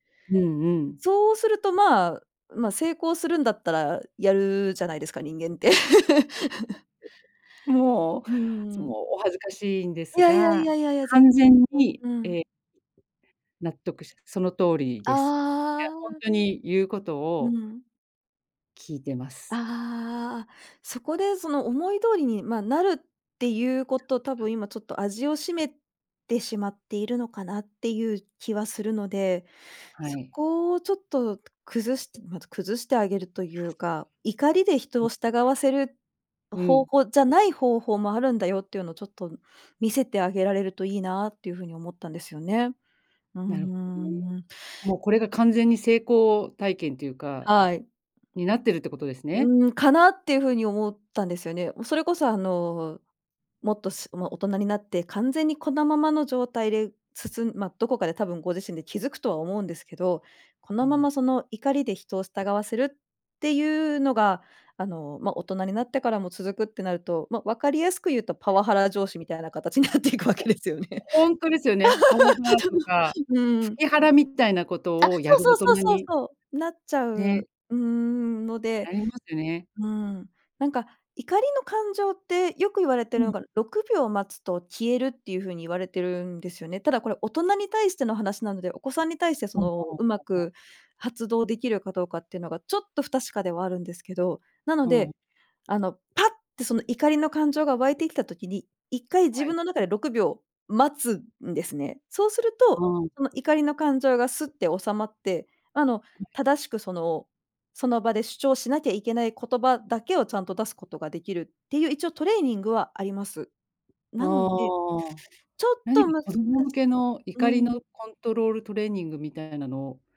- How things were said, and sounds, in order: laughing while speaking: "人間って"; laugh; unintelligible speech; other background noise; unintelligible speech; laughing while speaking: "形になっていくわけですよね。 ちょっと"; laugh; unintelligible speech; unintelligible speech
- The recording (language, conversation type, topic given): Japanese, advice, 感情をため込んで突然爆発する怒りのパターンについて、どのような特徴がありますか？